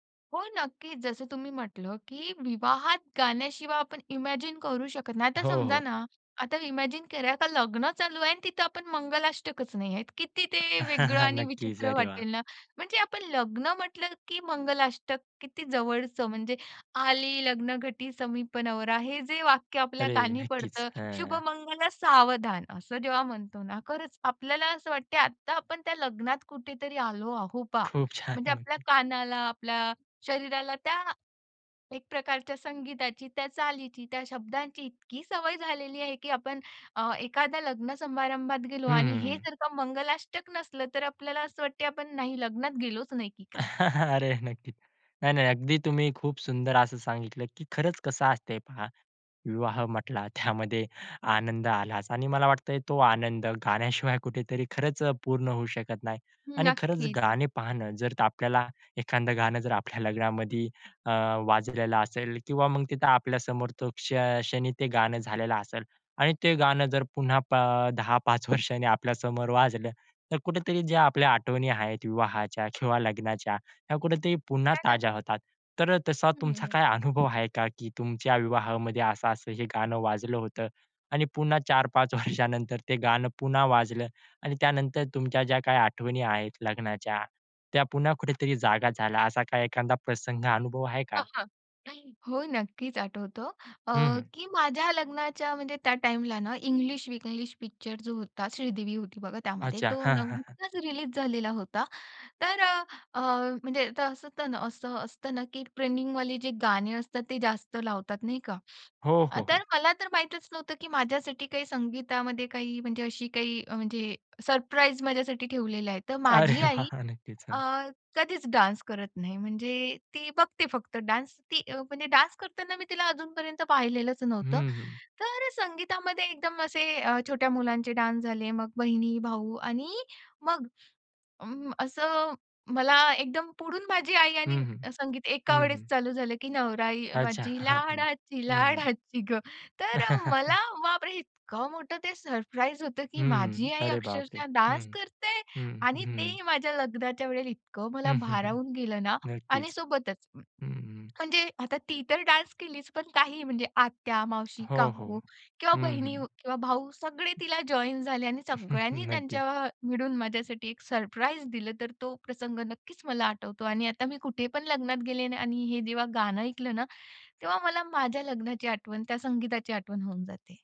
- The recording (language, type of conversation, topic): Marathi, podcast, लग्नाची आठवण करून देणारं गाणं कोणतं?
- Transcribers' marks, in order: in English: "इमॅजिन"; in English: "इमॅजिन"; laughing while speaking: "नक्कीच, अरे वाह!"; laughing while speaking: "नक्कीच"; stressed: "बा"; chuckle; laughing while speaking: "अरे नक्कीच"; laughing while speaking: "त्यामध्ये"; exhale; "एखादं" said as "एखांद"; laughing while speaking: "आपल्या"; tapping; laughing while speaking: "वर्षानंतर"; in English: "रिलीज"; in English: "ट्रैनिंग"; in English: "सरप्राईज"; laughing while speaking: "अरे वाह! नक्कीच. हं"; in English: "डान्स"; in English: "डान्स"; in English: "डान्स"; in English: "डान्स"; laughing while speaking: "लाडाची"; surprised: "इतकं मोठं ते सरप्राईज होतं, की माझी आई अक्षरशः डान्स करते?"; chuckle; in English: "सरप्राईज"; in English: "डान्स"; breath; swallow; in English: "डान्स"; in English: "जॉइन"; other background noise; chuckle; in English: "सरप्राईज"; inhale